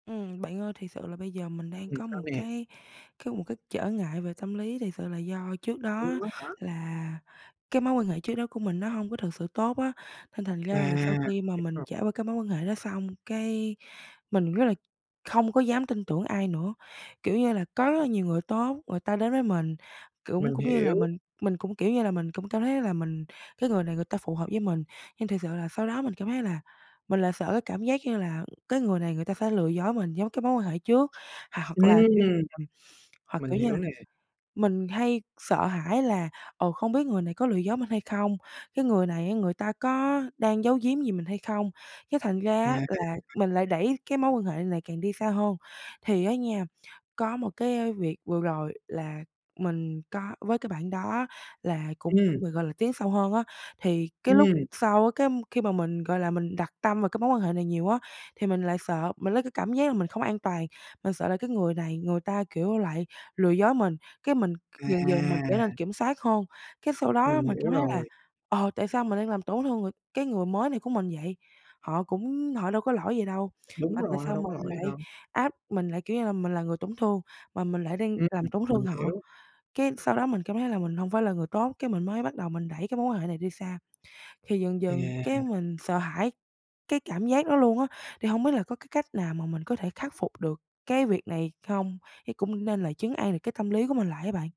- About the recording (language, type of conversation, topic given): Vietnamese, advice, Bạn làm thế nào để dần tin tưởng người mới sau khi từng bị tổn thương?
- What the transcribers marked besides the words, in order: unintelligible speech; tapping; other background noise